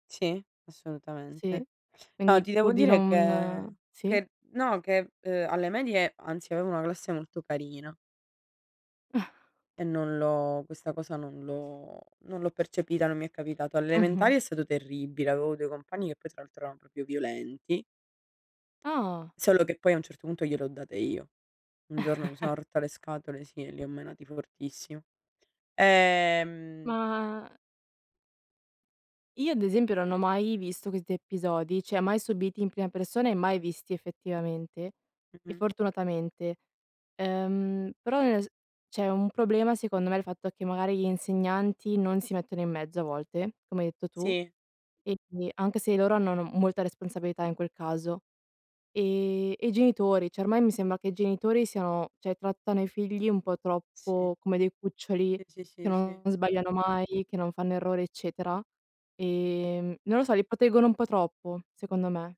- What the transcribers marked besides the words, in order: chuckle; other background noise; "proprio" said as "propio"; chuckle; "cioè" said as "ceh"; "cioè" said as "ceh"; unintelligible speech; "cioè" said as "ceh"; "cioè" said as "ceh"
- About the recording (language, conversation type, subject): Italian, unstructured, Come si può combattere il bullismo nelle scuole?